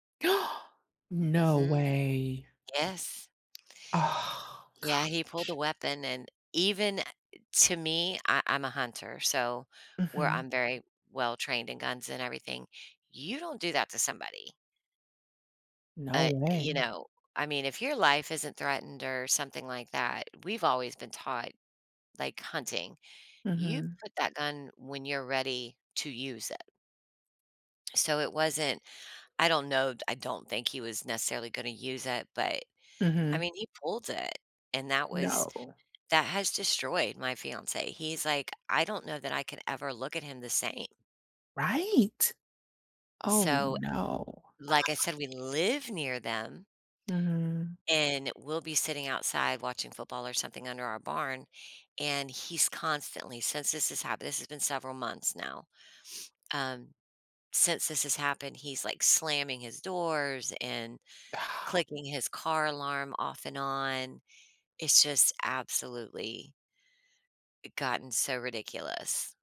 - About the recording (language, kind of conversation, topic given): English, unstructured, How can I handle a recurring misunderstanding with someone close?
- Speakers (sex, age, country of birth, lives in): female, 35-39, United States, United States; female, 50-54, United States, United States
- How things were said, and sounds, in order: gasp; other background noise; other noise; sigh